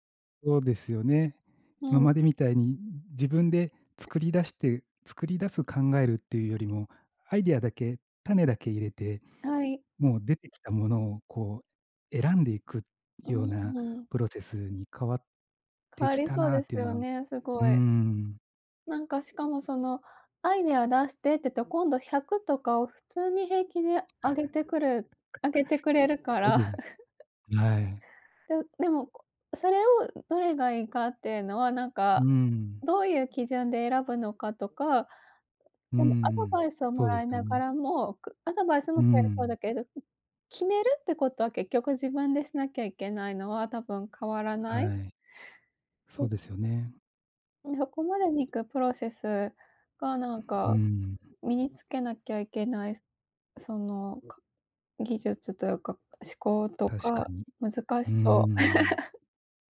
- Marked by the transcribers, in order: tapping; chuckle; chuckle; unintelligible speech; chuckle
- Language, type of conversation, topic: Japanese, unstructured, 最近、科学について知って驚いたことはありますか？